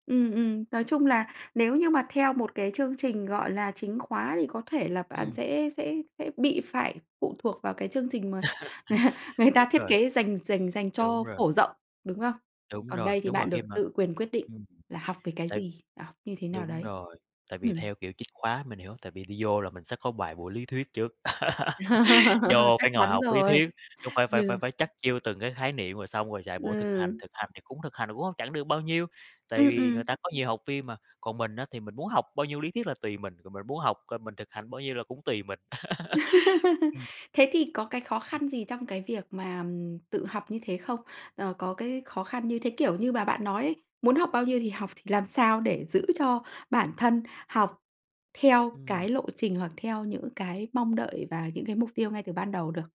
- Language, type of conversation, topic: Vietnamese, podcast, Bạn tạo một khóa học cá nhân từ nhiều nguồn khác nhau như thế nào?
- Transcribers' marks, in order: laugh; laughing while speaking: "ng"; tapping; laugh; laugh; laugh; other background noise